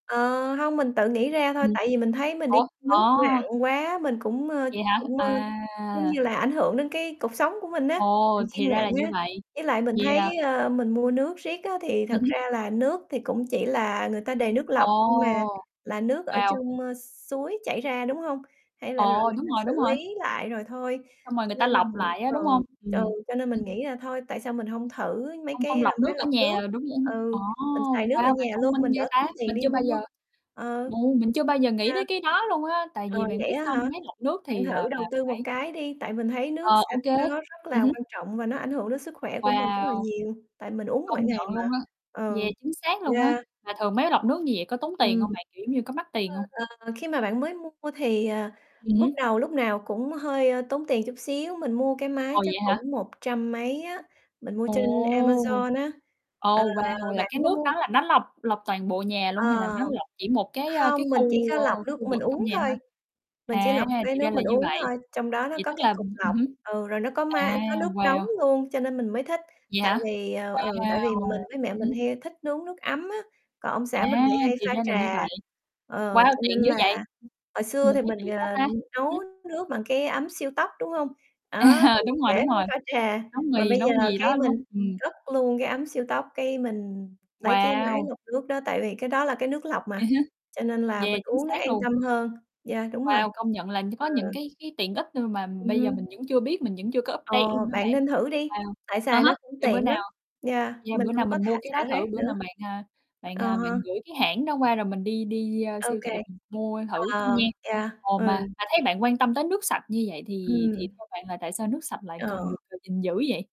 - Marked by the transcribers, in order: distorted speech; other background noise; tapping; unintelligible speech; unintelligible speech; mechanical hum; unintelligible speech; other noise; laughing while speaking: "À"; unintelligible speech; in English: "update"; unintelligible speech
- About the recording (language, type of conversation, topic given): Vietnamese, unstructured, Tại sao chúng ta cần giữ gìn nước sạch?